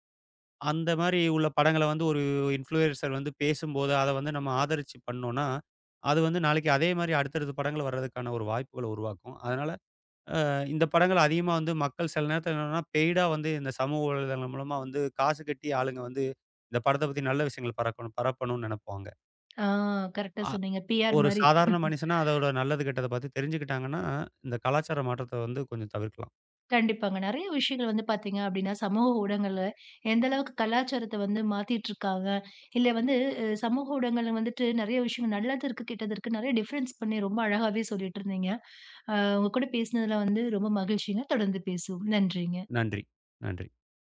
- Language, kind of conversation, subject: Tamil, podcast, சமூக ஊடகங்கள் எந்த அளவுக்கு கலாச்சாரத்தை மாற்றக்கூடும்?
- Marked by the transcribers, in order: in English: "இன்ஃப்ளுயன்ஸர்"; in English: "பெய்டா"; tapping; in English: "பி.ஆர்"; chuckle; in English: "டிஃப்ரென்ஸ்"